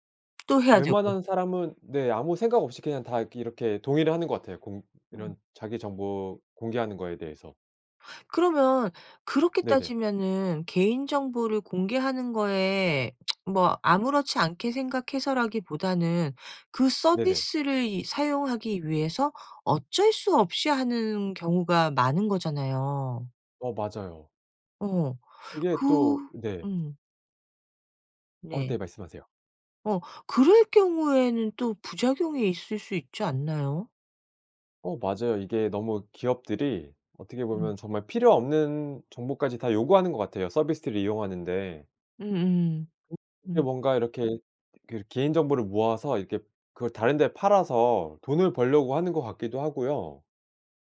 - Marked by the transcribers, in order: tapping; tsk
- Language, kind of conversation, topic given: Korean, podcast, 개인정보는 어느 정도까지 공개하는 것이 적당하다고 생각하시나요?